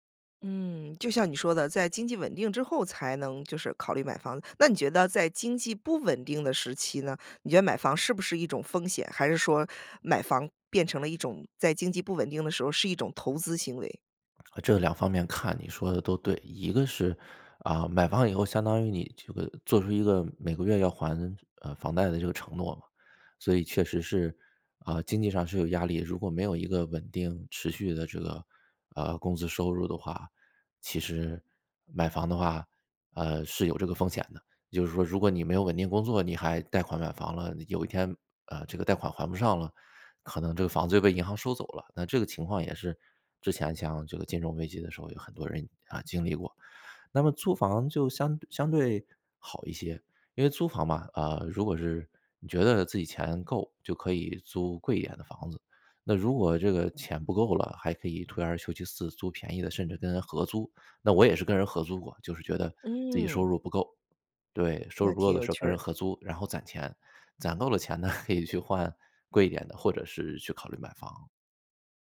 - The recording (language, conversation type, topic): Chinese, podcast, 你会如何权衡买房还是租房？
- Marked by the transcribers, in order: laughing while speaking: "钱呢"